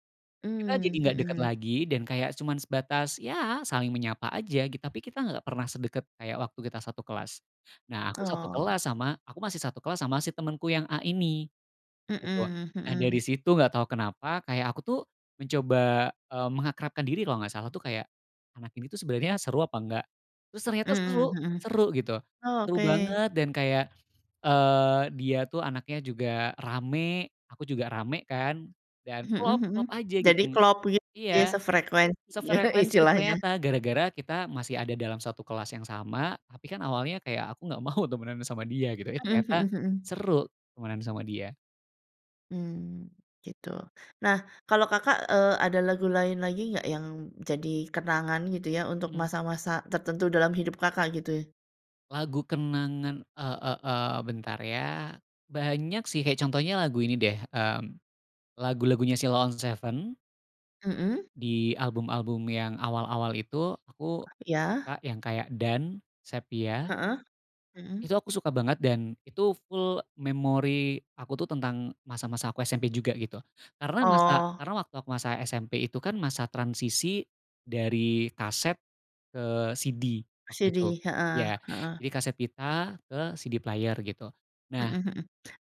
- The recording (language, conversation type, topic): Indonesian, podcast, Lagu apa yang selalu membuat kamu merasa nostalgia, dan mengapa?
- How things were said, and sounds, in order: chuckle; laughing while speaking: "mau"; other background noise; in English: "CD"; in English: "CD"; in English: "CD player"